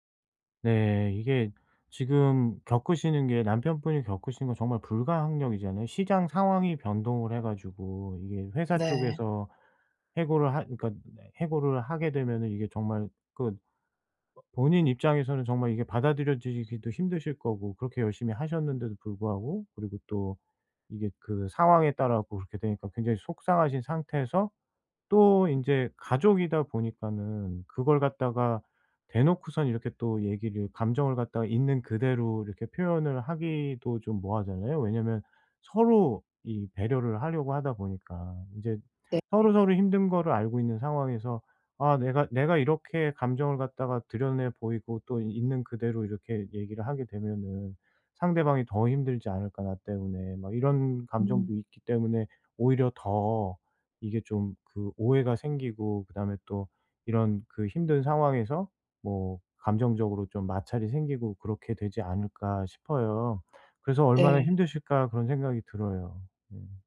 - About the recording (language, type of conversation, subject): Korean, advice, 힘든 파트너와 더 잘 소통하려면 어떻게 해야 하나요?
- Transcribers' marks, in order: other background noise